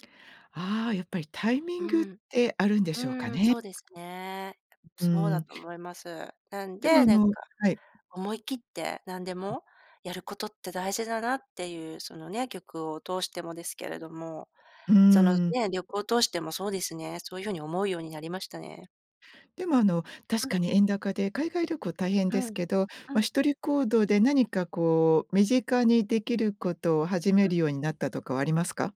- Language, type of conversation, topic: Japanese, podcast, 映画のサウンドトラックで心に残る曲はどれですか？
- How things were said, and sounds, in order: other noise